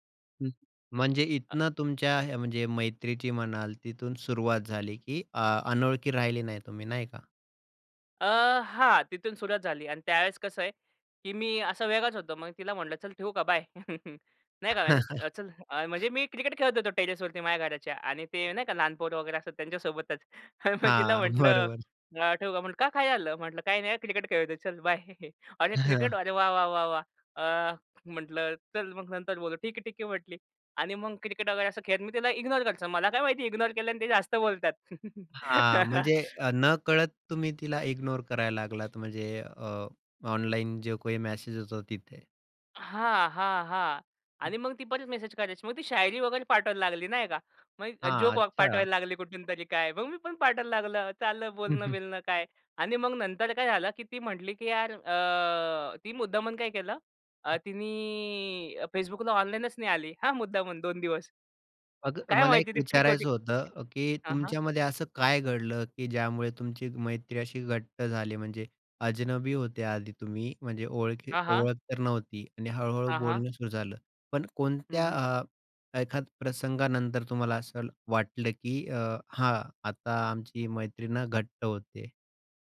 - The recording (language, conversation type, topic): Marathi, podcast, एखाद्या अजनबीशी तुमची मैत्री कशी झाली?
- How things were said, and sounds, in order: chuckle; laugh; other background noise; in English: "टेरेसवरती"; chuckle; chuckle; in English: "ignore"; in English: "ignore"; laugh; in English: "इग्नोर"; unintelligible speech; chuckle; in Hindi: "अजनबी"